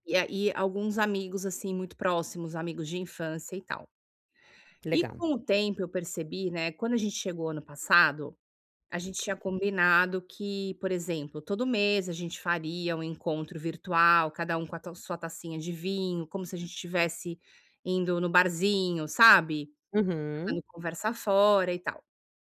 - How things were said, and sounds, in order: tapping
- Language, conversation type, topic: Portuguese, advice, Como posso me reconectar com familiares e amigos que moram longe?